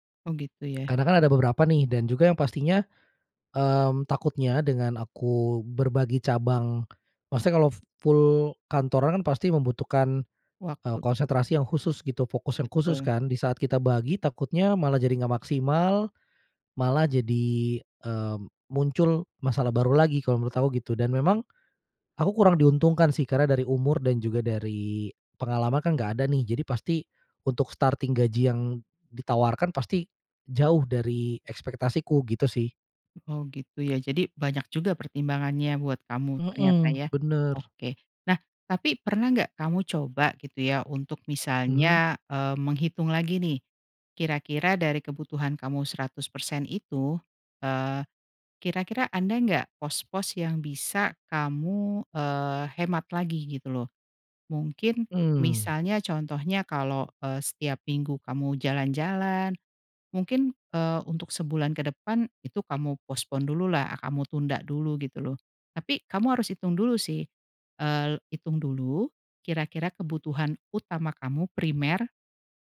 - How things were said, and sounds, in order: other background noise; in English: "starting"; in English: "postpone"
- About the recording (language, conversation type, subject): Indonesian, advice, Bagaimana cara menghadapi ketidakpastian keuangan setelah pengeluaran mendadak atau penghasilan menurun?